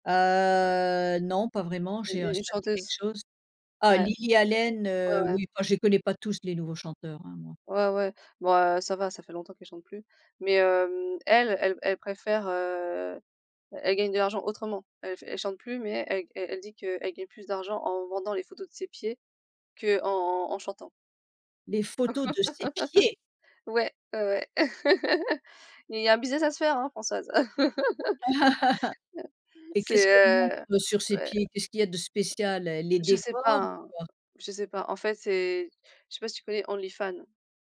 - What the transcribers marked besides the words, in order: drawn out: "Heu"; other background noise; laugh; stressed: "pieds"; chuckle; chuckle; laugh
- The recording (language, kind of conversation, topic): French, unstructured, Pourquoi certains artistes reçoivent-ils plus d’attention que d’autres ?